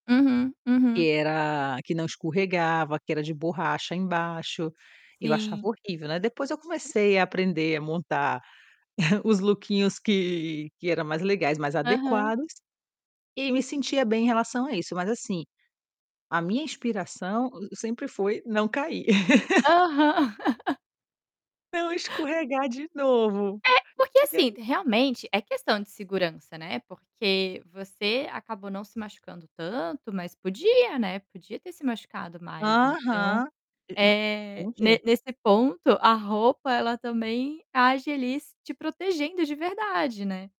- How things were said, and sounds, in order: other background noise; chuckle; chuckle; tapping
- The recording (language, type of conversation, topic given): Portuguese, podcast, O que inspira você na hora de escolher um look?